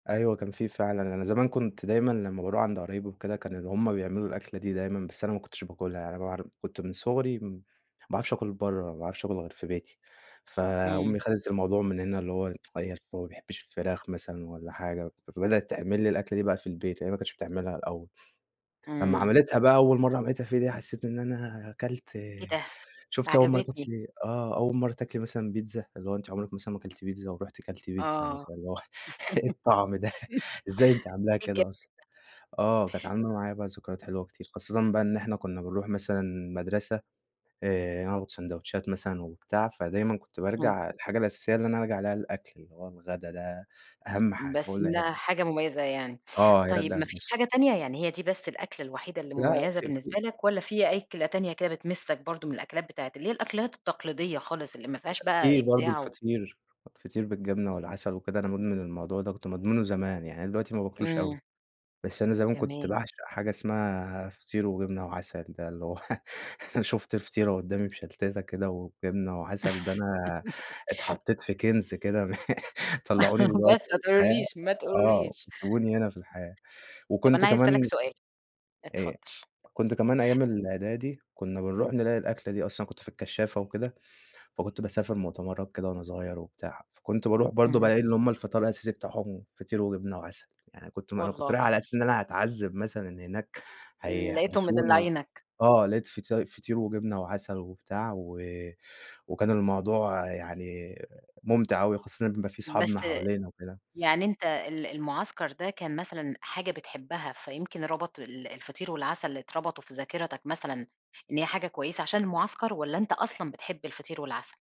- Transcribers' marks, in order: tsk; laugh; laughing while speaking: "إيه الطعم ده ؟"; unintelligible speech; tapping; laugh; laugh; laugh; laughing while speaking: "بس ما تقولوليش، ما تقولوليش"
- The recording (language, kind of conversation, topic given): Arabic, podcast, إيه الأكلات القديمة اللي بتحس إنها جزء منك؟